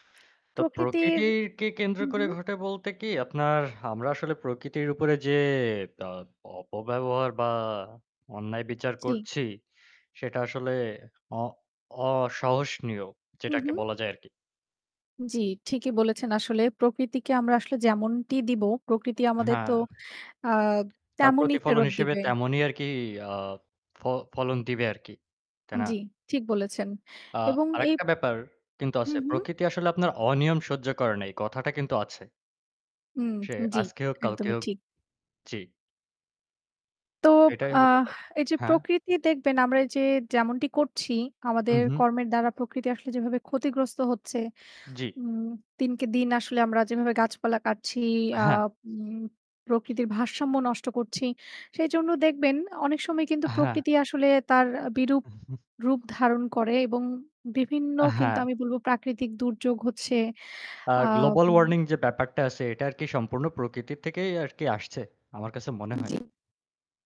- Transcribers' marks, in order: "অসহনীয়" said as "অসহসনীয়"; other background noise; chuckle; distorted speech
- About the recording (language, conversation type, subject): Bengali, unstructured, আপনি কী মনে করেন, প্রাকৃতিক ঘটনাগুলো আমাদের জীবনকে কীভাবে বদলে দিয়েছে?